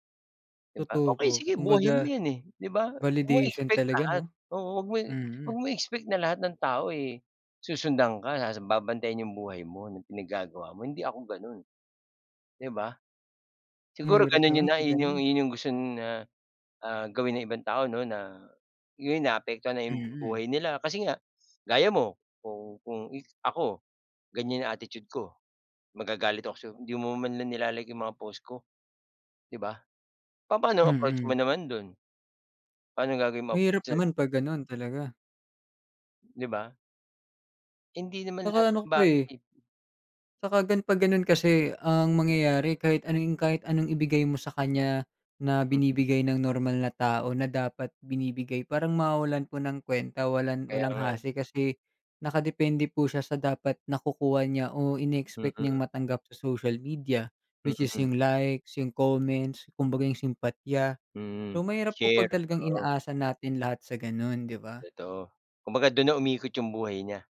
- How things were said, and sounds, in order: other background noise; in English: "validation"; tapping
- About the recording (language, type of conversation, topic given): Filipino, unstructured, Ano ang palagay mo sa labis na paggamit ng midyang panlipunan bilang libangan?